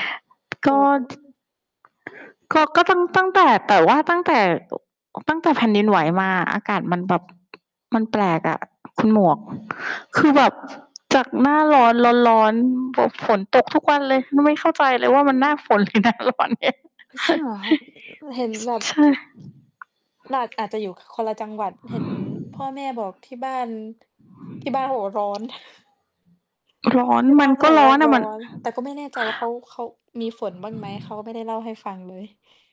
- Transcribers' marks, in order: other background noise; distorted speech; tapping; laughing while speaking: "หรือหน้าร้อนเนี่ย"; laugh; chuckle
- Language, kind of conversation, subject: Thai, unstructured, ระหว่างการออกกำลังกายในยิมกับการออกกำลังกายกลางแจ้ง คุณคิดว่าแบบไหนเหมาะกับคุณมากกว่ากัน?